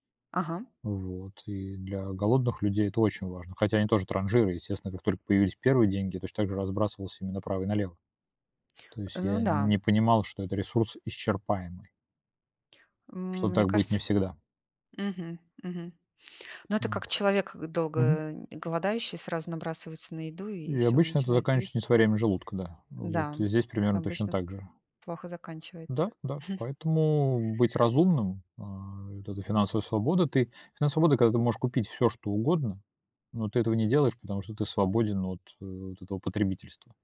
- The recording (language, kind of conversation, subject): Russian, unstructured, Что для вас значит финансовая свобода?
- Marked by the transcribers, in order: other background noise; tapping; chuckle